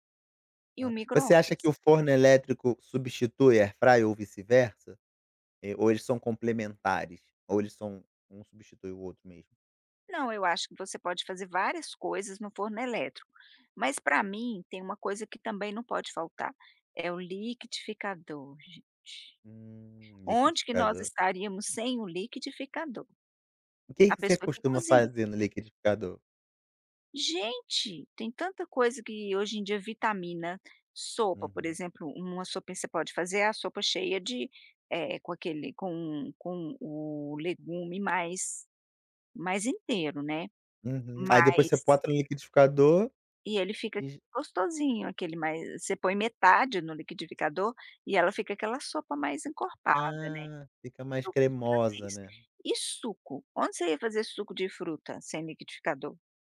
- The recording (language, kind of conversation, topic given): Portuguese, podcast, O que é essencial numa cozinha prática e funcional pra você?
- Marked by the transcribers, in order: in English: "air fry"; tapping; other background noise